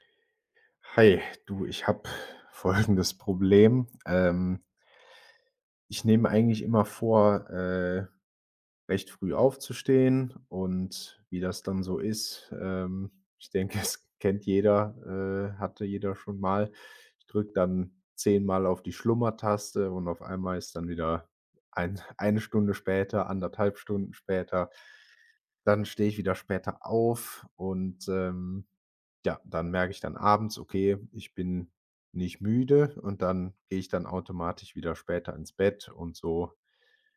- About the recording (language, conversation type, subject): German, advice, Warum fällt es dir schwer, einen regelmäßigen Schlafrhythmus einzuhalten?
- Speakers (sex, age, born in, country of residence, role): male, 25-29, Germany, Germany, advisor; male, 25-29, Germany, Germany, user
- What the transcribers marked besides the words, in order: laughing while speaking: "folgendes"; laughing while speaking: "es"; other background noise; chuckle